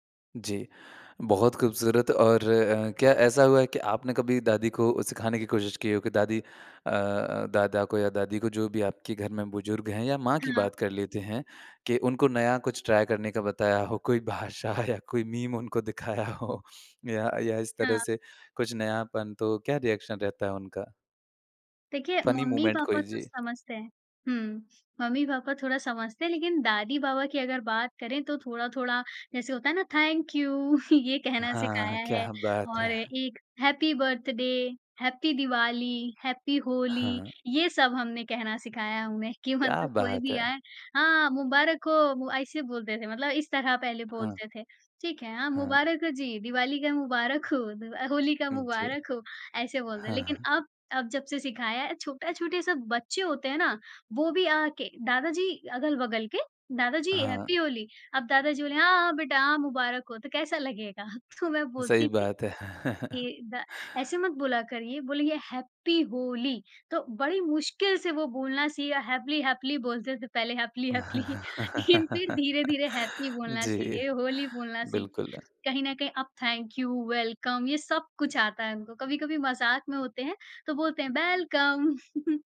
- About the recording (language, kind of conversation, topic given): Hindi, podcast, घर पर दो संस्कृतियों के बीच तालमेल कैसे बना रहता है?
- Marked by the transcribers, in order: in English: "ट्राई"; laughing while speaking: "भाषा"; laughing while speaking: "दिखाया हो"; in English: "रिएक्शन"; in English: "फ़नी मूमेंट"; in English: "थैंक यू"; chuckle; laughing while speaking: "हाँ, क्या बात है!"; in English: "हैप्पी बर्थडे"; laughing while speaking: "मतलब"; laughing while speaking: "लगेगा?"; chuckle; laughing while speaking: "हैपली-हैपली लेकिन फिर धीरे-धीरे हैप्पी बोलना सीखे, होली बोलना सीखे"; chuckle; in English: "थैंक यू, वेलकम"; put-on voice: "बेलकम"; chuckle